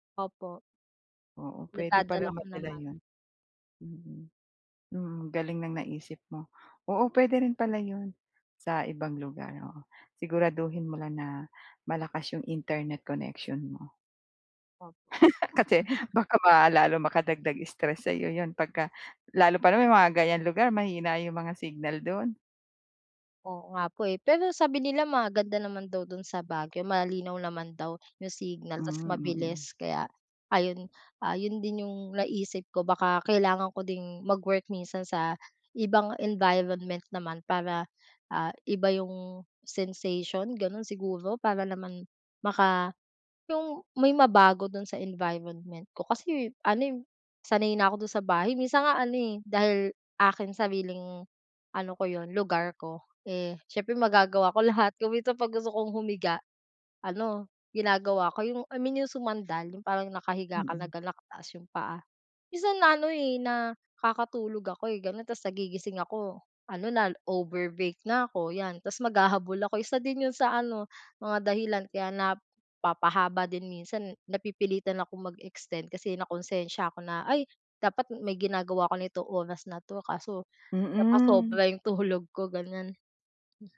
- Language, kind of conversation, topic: Filipino, advice, Paano ako makapagtatakda ng malinaw na hangganan sa oras ng trabaho upang maiwasan ang pagkasunog?
- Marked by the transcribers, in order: chuckle; throat clearing; tapping; other background noise